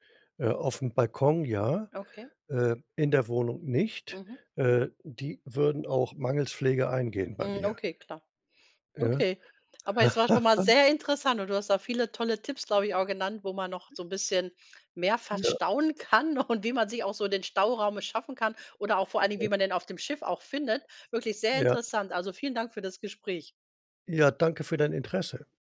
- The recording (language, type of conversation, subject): German, podcast, Wie schaffst du Platz in einer kleinen Wohnung?
- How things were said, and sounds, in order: laugh; laughing while speaking: "kann und"; unintelligible speech